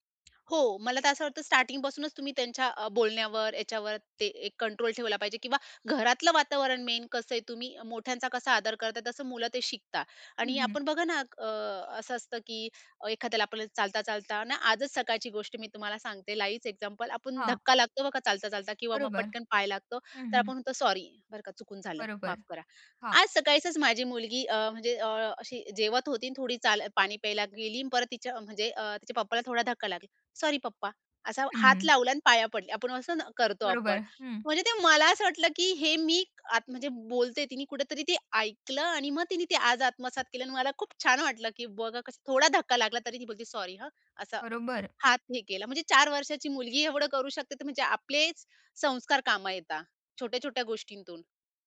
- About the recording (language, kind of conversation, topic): Marathi, podcast, तुमच्या कुटुंबात आदर कसा शिकवतात?
- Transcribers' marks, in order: in English: "मेन"; in English: "लाईव्हच"; "येतात" said as "येता"